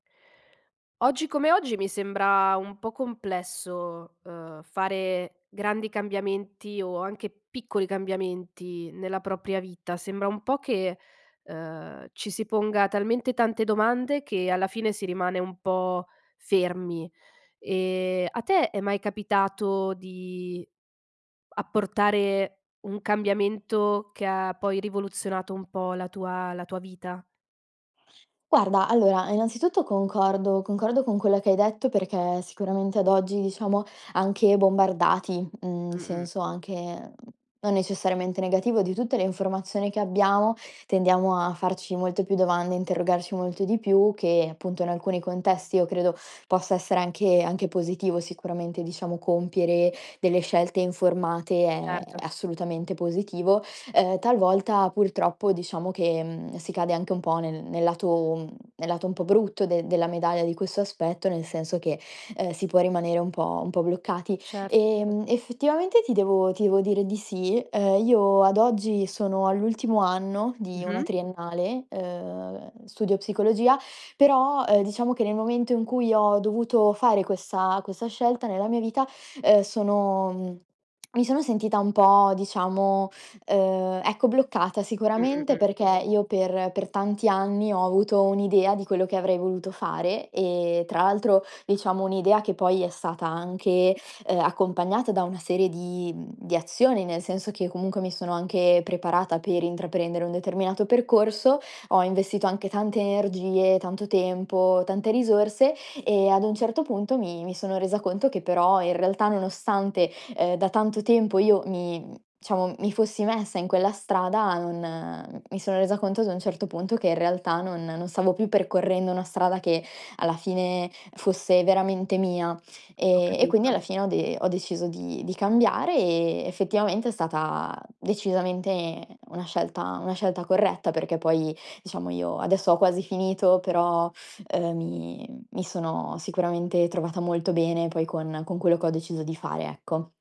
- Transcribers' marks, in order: other background noise; "questo" said as "quesso"; "questa-" said as "quessa"; "questa" said as "quessa"; "stata" said as "sata"; "diciamo" said as "ciamo"
- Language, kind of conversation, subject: Italian, podcast, Quando è il momento giusto per cambiare strada nella vita?